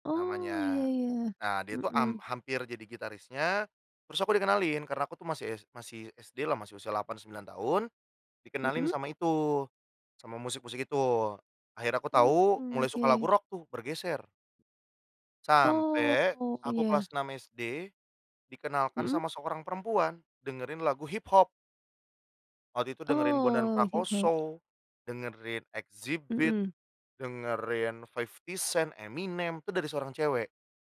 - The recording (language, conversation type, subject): Indonesian, podcast, Bagaimana selera musikmu berubah sejak kecil hingga sekarang?
- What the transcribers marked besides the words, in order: tapping